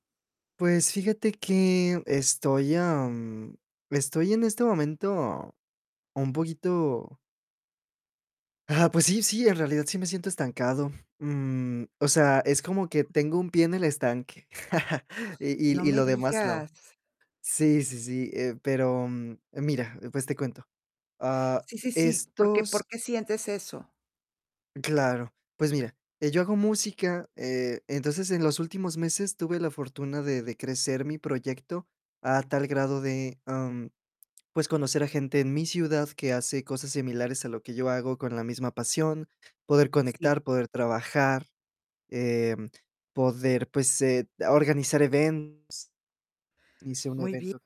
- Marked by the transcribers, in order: tapping; chuckle; other noise; distorted speech
- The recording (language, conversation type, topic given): Spanish, advice, ¿De qué manera sientes que te has quedado estancado en tu crecimiento profesional?